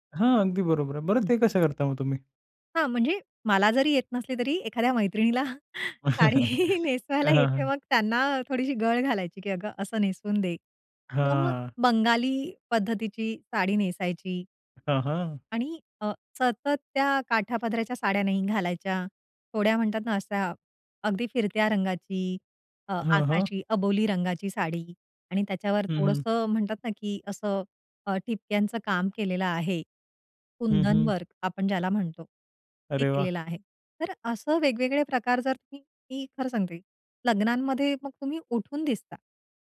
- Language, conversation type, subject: Marathi, podcast, पाश्चिमात्य आणि पारंपरिक शैली एकत्र मिसळल्यावर तुम्हाला कसे वाटते?
- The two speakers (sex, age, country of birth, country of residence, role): female, 40-44, India, India, guest; male, 18-19, India, India, host
- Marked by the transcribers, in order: tapping; laughing while speaking: "मैत्रिणीला साडी नेसवायला येते मग त्यांना थोडीशी गळ घालायची"; chuckle; other noise